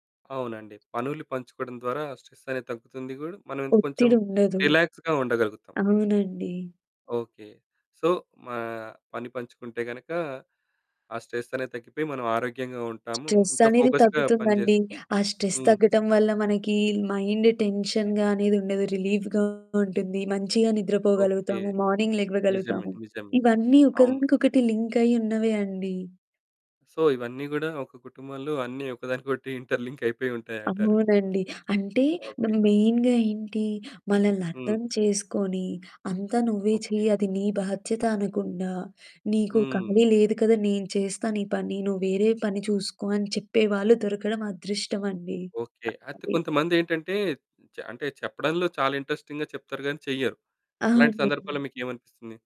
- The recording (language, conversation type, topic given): Telugu, podcast, పనులను పంచుకోవడంలో కుటుంబ సభ్యుల పాత్ర ఏమిటి?
- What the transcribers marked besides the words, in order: in English: "స్ట్రెస్"; in English: "రిలాక్స్‌గా"; in English: "సో"; in English: "స్ట్రెస్"; in English: "స్ట్రెస్"; in English: "ఫోకస్‌గా"; in English: "స్ట్రెస్"; in English: "మైండ్ టెన్షన్‌గా"; distorted speech; in English: "రిలీఫ్‌గా"; in English: "మార్నింగ్"; in English: "సో"; in English: "ఇంటర్ లింక్"; in English: "మెయిన్‌గా"; other background noise; in English: "ఇంట్రెస్టింగ్‌గా"